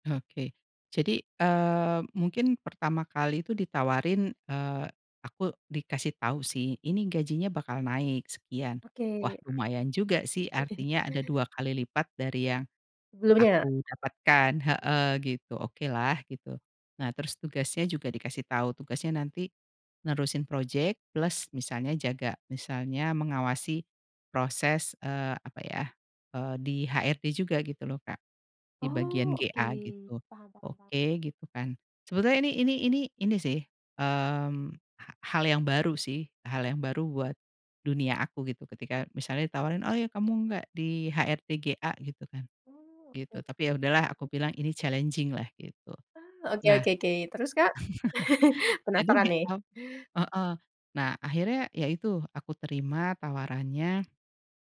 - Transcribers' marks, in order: other background noise; chuckle; in English: "challenging"; chuckle
- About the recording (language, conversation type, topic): Indonesian, podcast, Kalau boleh jujur, apa yang kamu cari dari pekerjaan?